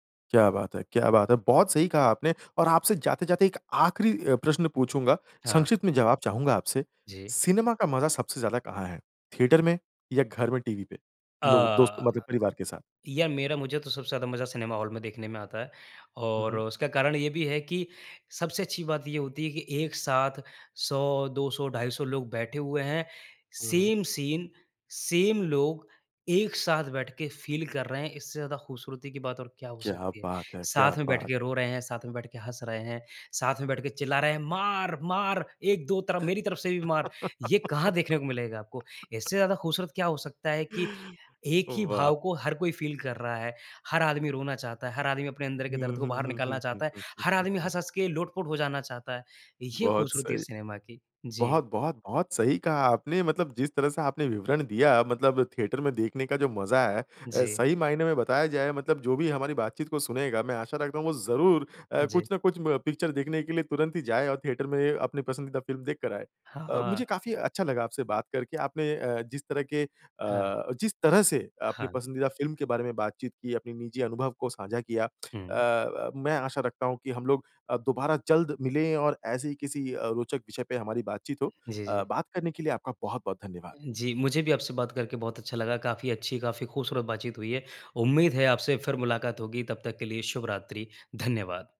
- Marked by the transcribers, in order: in English: "सेम सीन, सेम"; in English: "फ़ील"; put-on voice: "मार! मार! एक दो तरफ मेरी तरफ से भी मार"; laugh; in English: "फ़ील"; in English: "थिएटर"; in English: "पिक्चर"; in English: "थिएटर"
- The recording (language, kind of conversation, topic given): Hindi, podcast, आपकी पसंदीदा फ़िल्म कौन-सी है और आपको वह क्यों पसंद है?